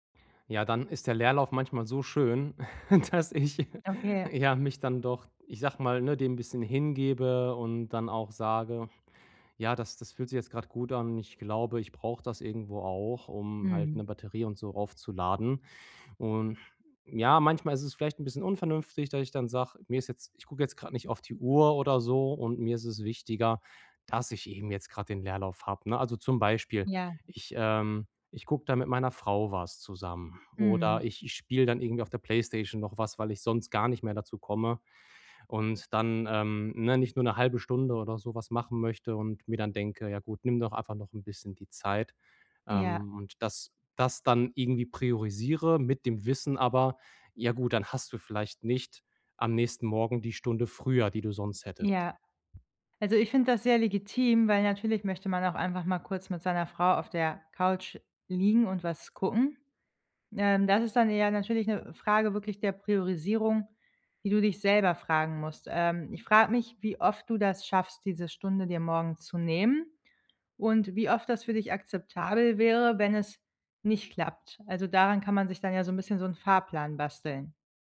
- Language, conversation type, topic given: German, advice, Wie kann ich beim Training langfristig motiviert bleiben?
- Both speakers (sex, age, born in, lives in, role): female, 30-34, Germany, Germany, advisor; male, 30-34, Philippines, Germany, user
- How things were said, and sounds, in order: laugh; laughing while speaking: "dass ich"